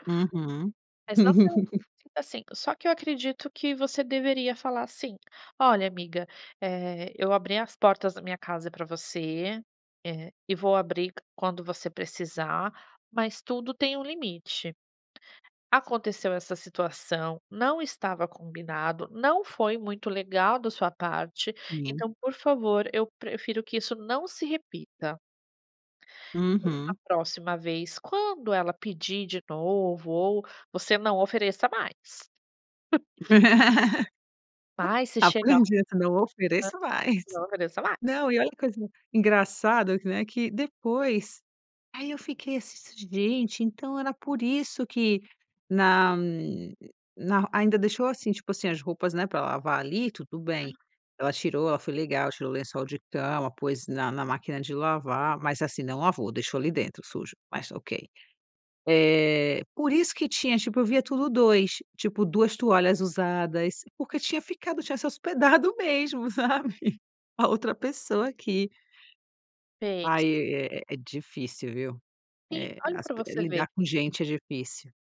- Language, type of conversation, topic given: Portuguese, advice, Como lidar com um conflito com um amigo que ignorou meus limites?
- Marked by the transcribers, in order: chuckle; tapping; chuckle; laugh; other background noise; laughing while speaking: "mesmo, sabe"